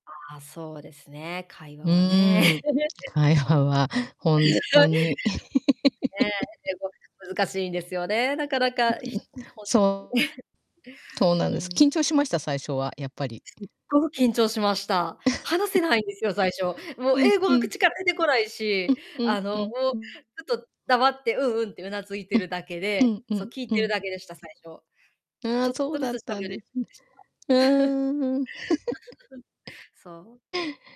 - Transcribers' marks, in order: distorted speech; laughing while speaking: "会話はね"; laugh; chuckle; chuckle; chuckle; unintelligible speech; giggle
- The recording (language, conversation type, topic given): Japanese, unstructured, 友達と初めて会ったときの思い出はありますか？